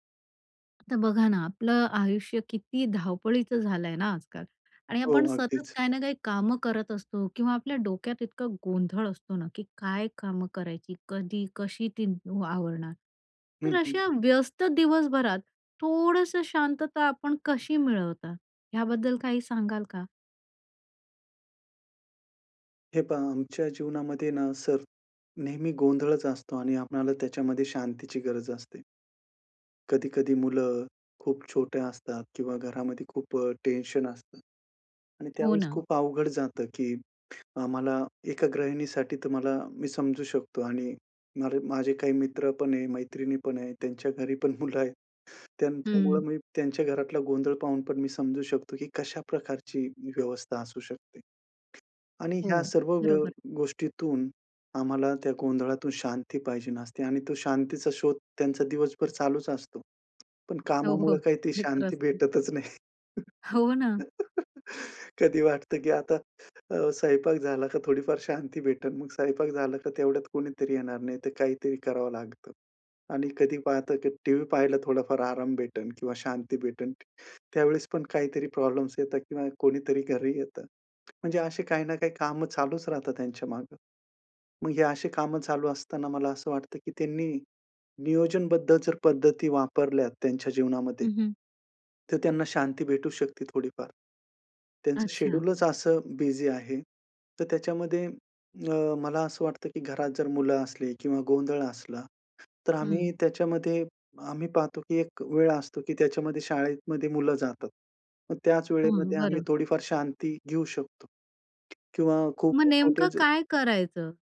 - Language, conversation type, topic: Marathi, podcast, एक व्यस्त दिवसभरात तुम्ही थोडी शांतता कशी मिळवता?
- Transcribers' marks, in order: laughing while speaking: "मुलं आहेत"; other background noise; laughing while speaking: "हो, हो"; laugh; in English: "शेड्यूलचं"; unintelligible speech